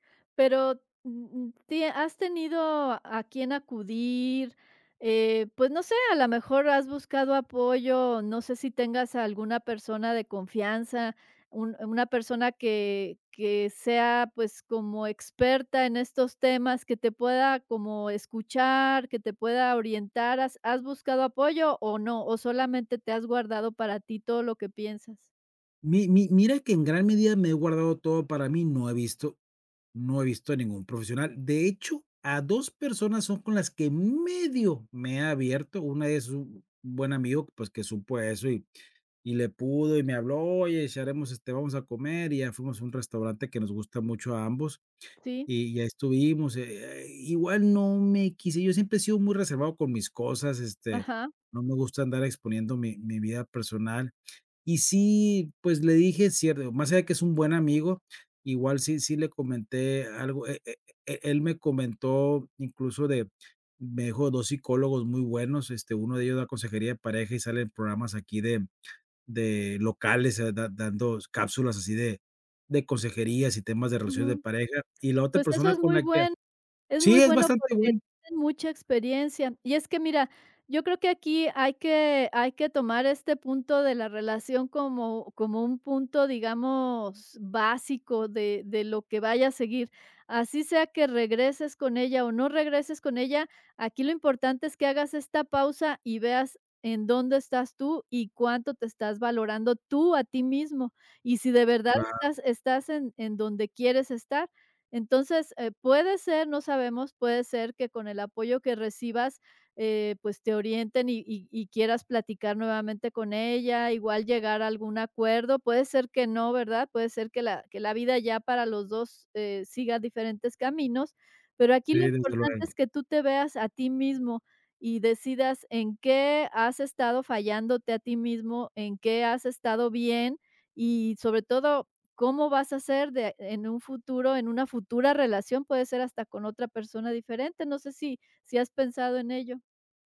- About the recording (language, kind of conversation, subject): Spanish, advice, ¿Cómo ha afectado la ruptura sentimental a tu autoestima?
- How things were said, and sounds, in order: stressed: "medio"; other background noise